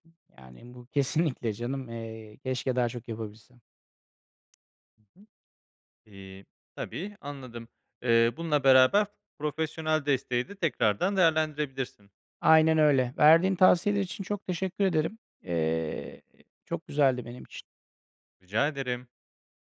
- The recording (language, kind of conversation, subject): Turkish, advice, Konsantrasyon ve karar verme güçlüğü nedeniyle günlük işlerde zorlanıyor musunuz?
- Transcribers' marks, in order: other background noise; laughing while speaking: "kesinlikle"